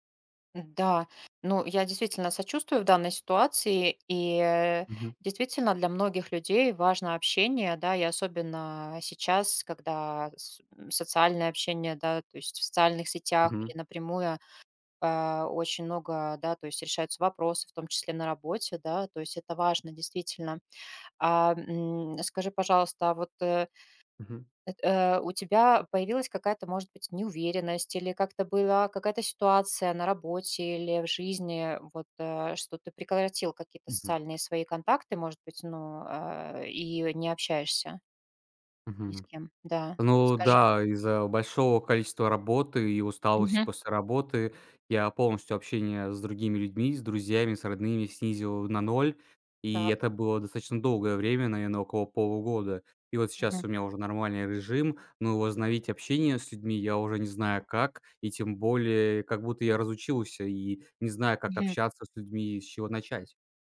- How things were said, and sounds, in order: other noise; "прекратил" said as "прекоротил"; tapping
- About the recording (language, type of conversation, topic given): Russian, advice, Почему из‑за выгорания я изолируюсь и избегаю социальных контактов?